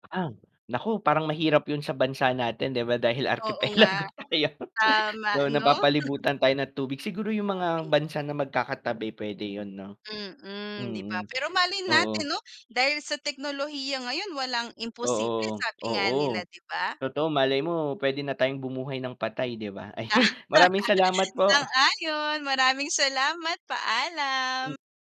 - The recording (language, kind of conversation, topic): Filipino, unstructured, Ano ang pinaka-kamangha-manghang imbensyong pangteknolohiya para sa’yo?
- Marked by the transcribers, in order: mechanical hum; laughing while speaking: "arkipelago tayo"; chuckle; distorted speech; static; laughing while speaking: "Tama"